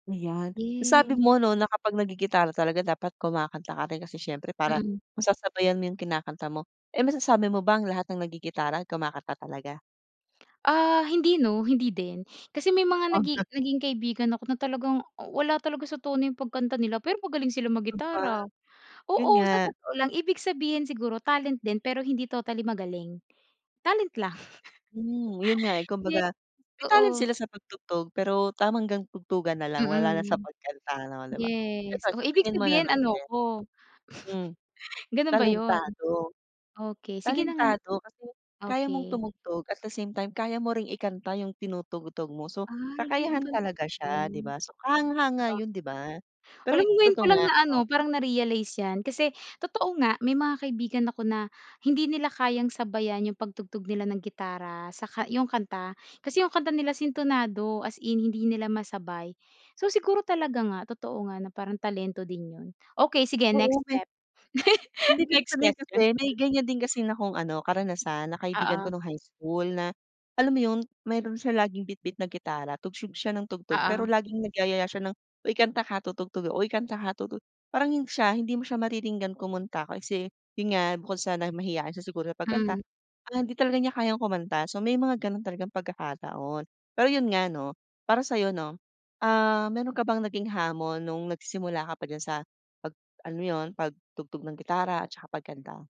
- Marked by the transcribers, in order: chuckle; chuckle; other background noise; laugh
- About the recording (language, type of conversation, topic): Filipino, podcast, Ano ang maipapayo mo sa isang taong nagsisimula pa lang sa isang libangan?